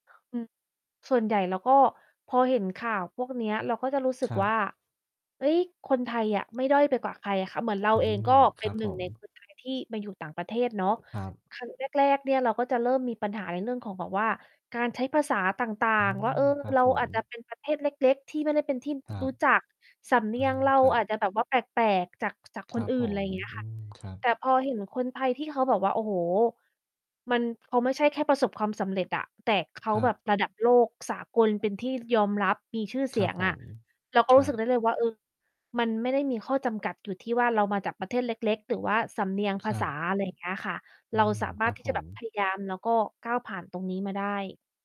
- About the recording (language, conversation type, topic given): Thai, unstructured, ข่าวเกี่ยวกับความสำเร็จของคนไทยทำให้คุณรู้สึกอย่างไร?
- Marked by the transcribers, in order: distorted speech; other noise; tapping